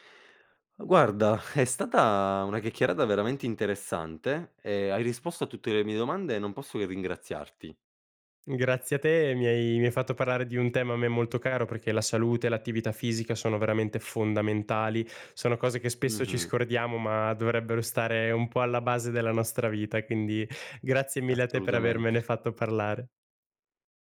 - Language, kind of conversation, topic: Italian, podcast, Come fai a mantenere la costanza nell’attività fisica?
- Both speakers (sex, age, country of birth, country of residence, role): male, 20-24, Italy, Italy, guest; male, 25-29, Italy, Italy, host
- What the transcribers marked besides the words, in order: laughing while speaking: "Assolutamente"